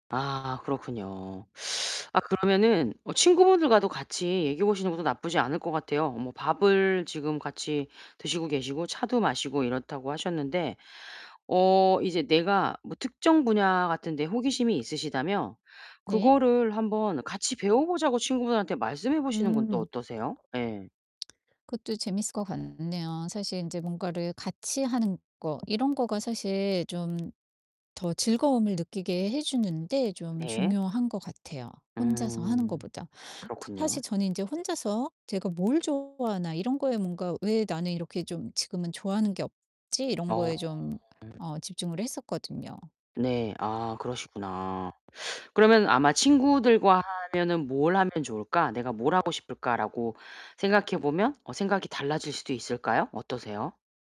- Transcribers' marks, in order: distorted speech; teeth sucking; other background noise; tapping
- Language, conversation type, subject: Korean, advice, 어떤 일에 열정을 느끼는지 어떻게 알 수 있을까요?